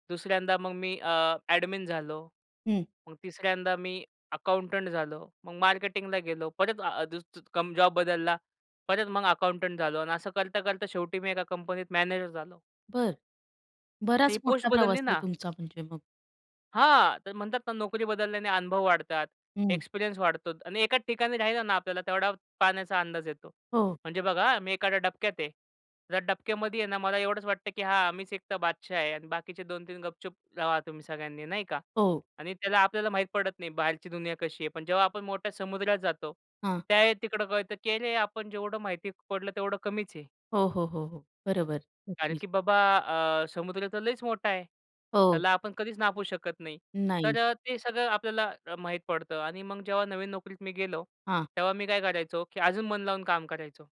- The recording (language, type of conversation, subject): Marathi, podcast, नोकरी बदलल्यानंतर तुमची ओळख बदलते का?
- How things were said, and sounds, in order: in English: "ॲडमिन"; in English: "अकाउंटंट"; in English: "अकाउंटंट"; other background noise; stressed: "हां"; tapping